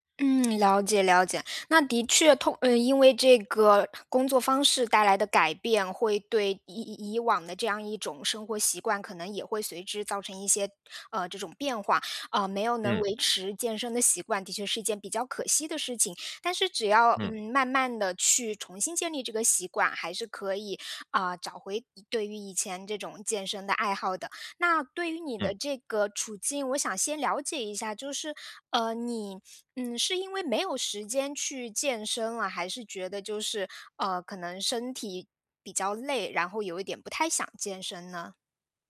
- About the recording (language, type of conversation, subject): Chinese, advice, 如何持续保持对爱好的动力？
- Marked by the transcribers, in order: none